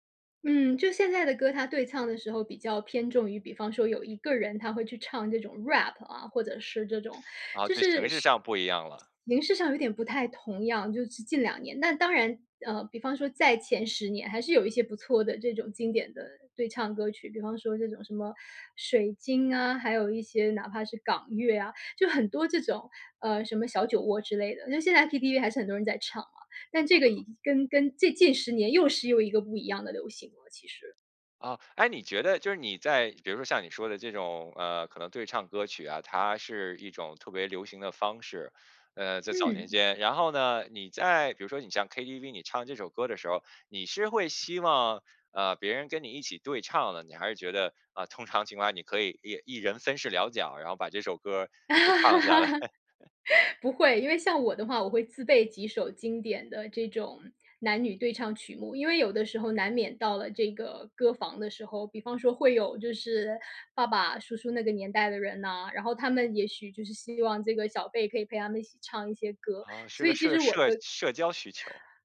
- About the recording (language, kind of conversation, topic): Chinese, podcast, 你小时候有哪些一听就会跟着哼的老歌？
- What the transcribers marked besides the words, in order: laugh